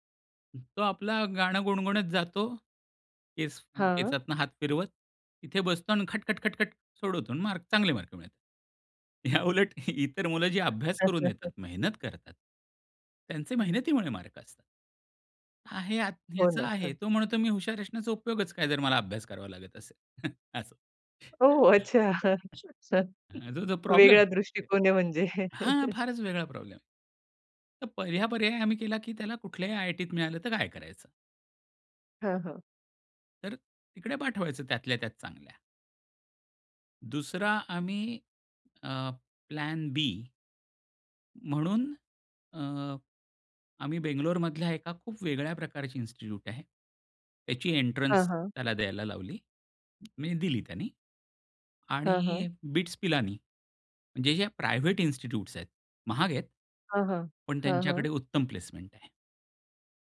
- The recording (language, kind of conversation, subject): Marathi, podcast, पर्याय जास्त असतील तर तुम्ही कसे निवडता?
- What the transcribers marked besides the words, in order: other background noise; laughing while speaking: "याउलट इतर"; unintelligible speech; snort; laughing while speaking: "ओहो! अच्छा"; chuckle; unintelligible speech; unintelligible speech; chuckle; in English: "प्लॅन बी"; in English: "इन्स्टिट्यूट"; in English: "एन्ट्रन्स"; in English: "प्रायव्हेट इन्स्टिट्यूट्स"; in English: "प्लेसमेंट"